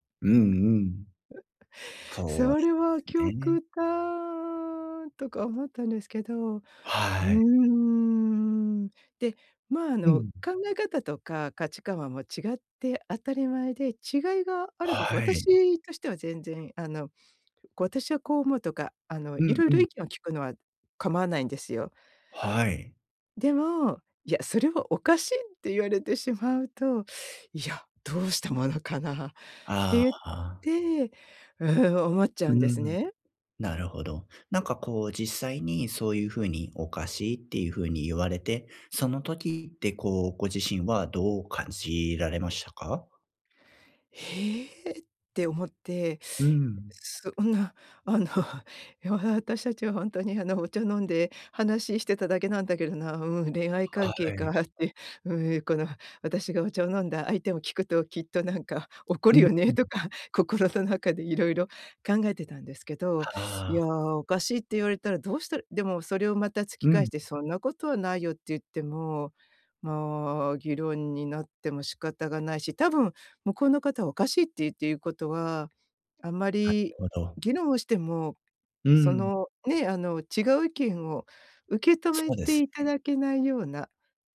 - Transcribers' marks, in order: laugh; drawn out: "極端"; drawn out: "うーん"; other noise; tapping
- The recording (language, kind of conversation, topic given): Japanese, advice, グループの中で自分の居場所が見つからないとき、どうすれば馴染めますか？